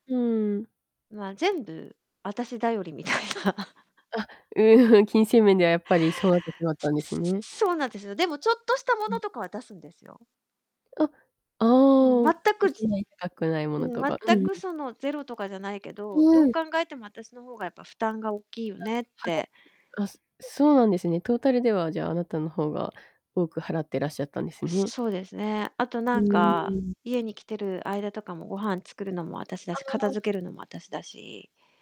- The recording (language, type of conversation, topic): Japanese, advice, 恋人に別れを切り出すべきかどうか迷っている状況を説明していただけますか？
- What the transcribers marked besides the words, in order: other background noise; distorted speech; laughing while speaking: "みたいな"